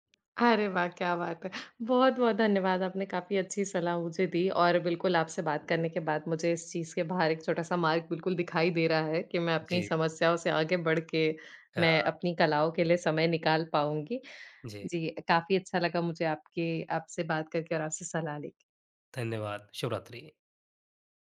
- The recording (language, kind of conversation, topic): Hindi, advice, आप रोज़ रचनात्मक काम के लिए समय कैसे निकाल सकते हैं?
- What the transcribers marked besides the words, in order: none